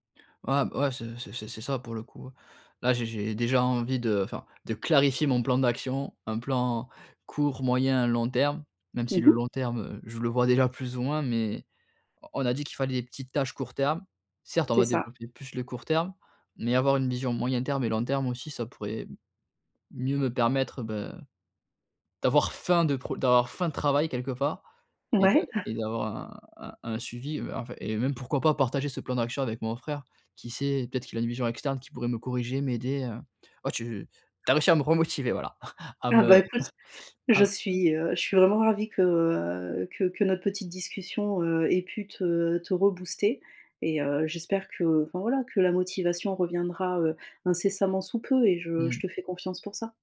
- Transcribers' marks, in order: chuckle; tapping; other background noise
- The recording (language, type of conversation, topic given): French, advice, Pourquoi est-ce que je me sens coupable après avoir manqué des sessions créatives ?